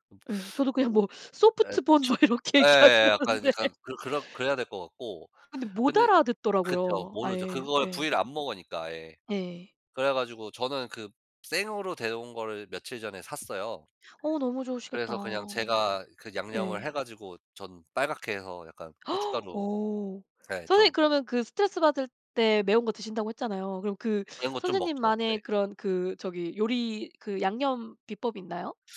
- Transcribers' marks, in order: in English: "소프트 본"; laughing while speaking: "뭐 이렇게 얘기하긴 하는데"; tapping; other background noise; gasp
- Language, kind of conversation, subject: Korean, unstructured, 자신만의 스트레스 해소법이 있나요?